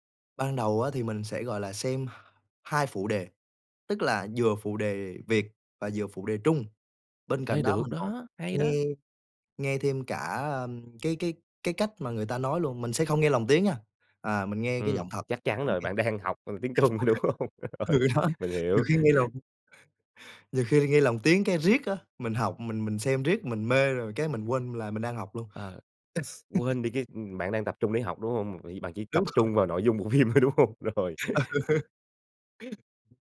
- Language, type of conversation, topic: Vietnamese, podcast, Bạn học kỹ năng mới khi nào và như thế nào?
- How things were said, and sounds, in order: laughing while speaking: "tiếng Trung, đúng hông? Rồi"; unintelligible speech; laughing while speaking: "Ừ, đó"; tapping; laugh; laughing while speaking: "rồi"; laughing while speaking: "bộ phim thôi, đúng hông? Rồi"; laughing while speaking: "Ừ"; chuckle; other background noise